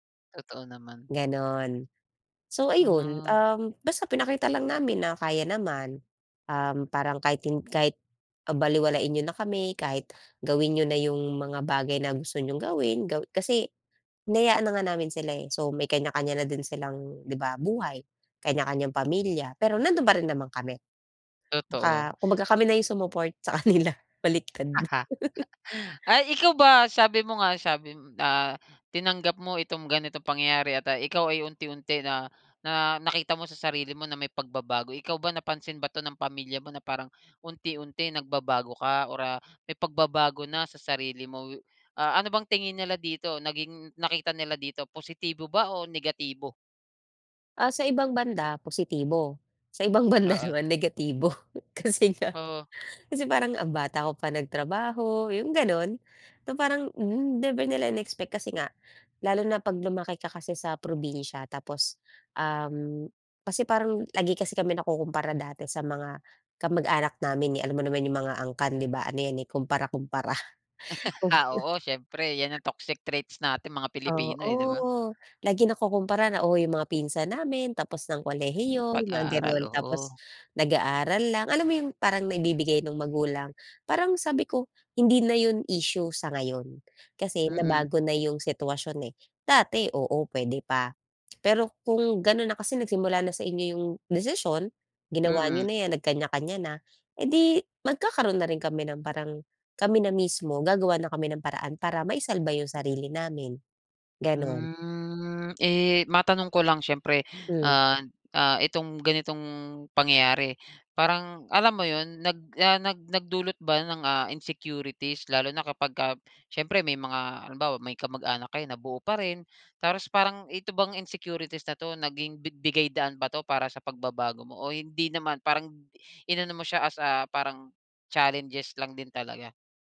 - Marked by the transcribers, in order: laughing while speaking: "sa kanila. Baliktad na"; laugh; chuckle; tapping; laughing while speaking: "banda naman, negatibo. Kasi nga, kasi"; other background noise; laugh; in English: "toxic traits"; tongue click; drawn out: "Hmm"; in English: "insecurities"
- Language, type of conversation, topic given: Filipino, podcast, Ano ang naging papel ng pamilya mo sa mga pagbabagong pinagdaanan mo?